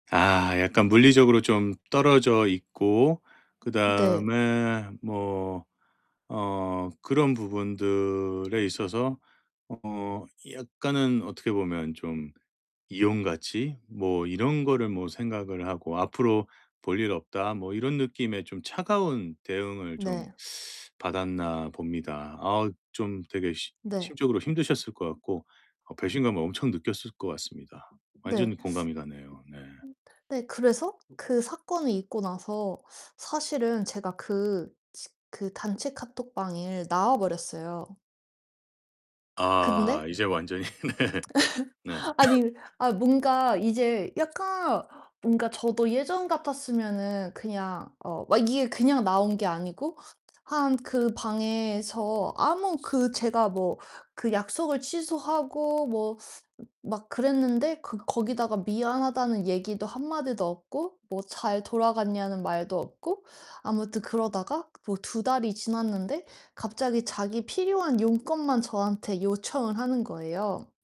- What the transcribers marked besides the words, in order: tapping; distorted speech; teeth sucking; laugh; laughing while speaking: "네"; cough; other background noise
- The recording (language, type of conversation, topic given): Korean, advice, 이별 후 흔들린 가치관을 어떻게 다시 세우고 나 자신을 찾을 수 있을까요?